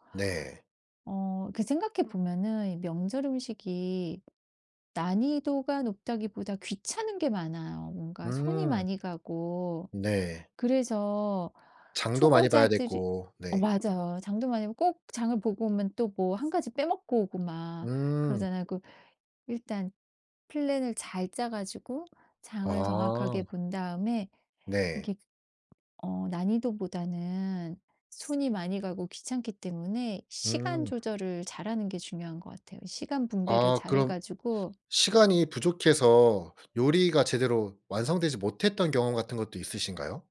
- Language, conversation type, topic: Korean, podcast, 요리 초보가 잔치 음식을 맡게 됐을 때 어떤 조언이 필요할까요?
- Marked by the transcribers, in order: other background noise